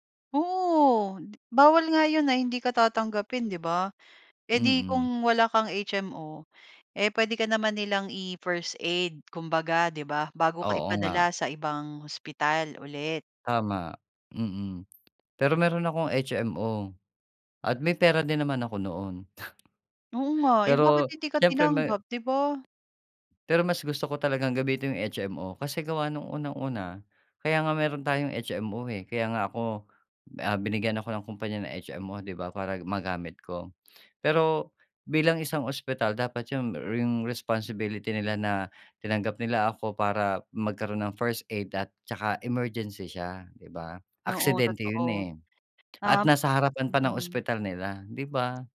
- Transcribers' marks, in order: chuckle
- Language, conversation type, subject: Filipino, podcast, May karanasan ka na bang natulungan ka ng isang hindi mo kilala habang naglalakbay, at ano ang nangyari?